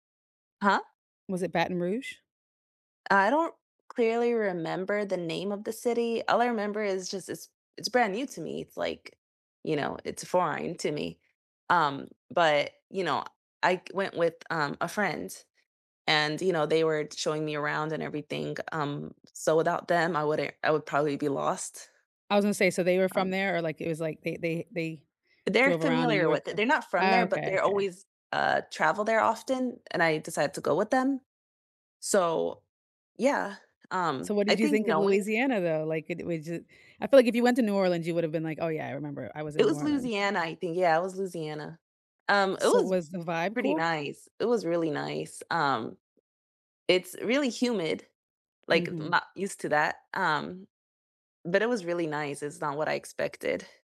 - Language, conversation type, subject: English, unstructured, What’s your favorite way to explore a new city?
- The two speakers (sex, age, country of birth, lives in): female, 30-34, United States, United States; female, 40-44, United States, United States
- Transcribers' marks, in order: tapping